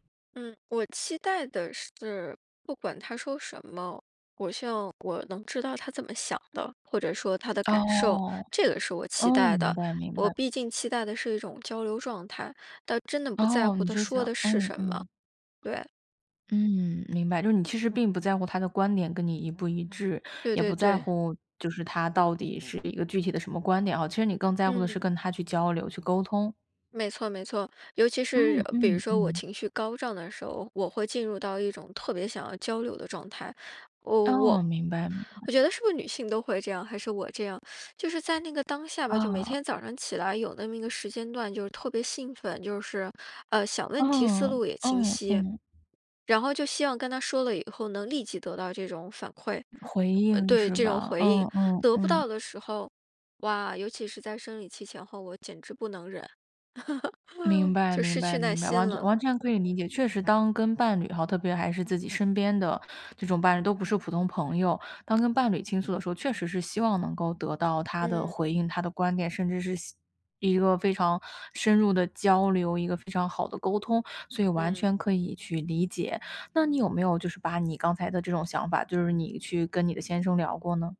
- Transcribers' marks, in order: other background noise; laugh
- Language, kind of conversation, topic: Chinese, advice, 当我向伴侣表达真实感受时被忽视，我该怎么办？